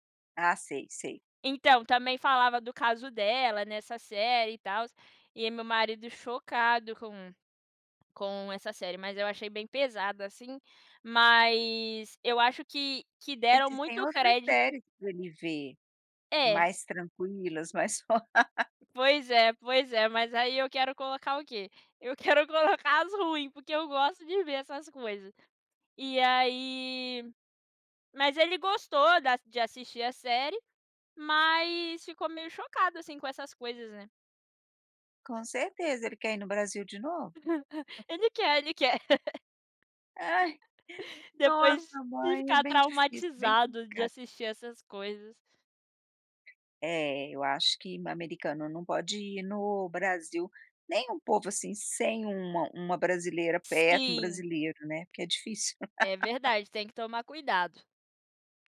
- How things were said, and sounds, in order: laugh; other background noise; laugh; unintelligible speech; laugh; laugh
- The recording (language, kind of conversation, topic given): Portuguese, podcast, Que série você costuma maratonar quando quer sumir um pouco?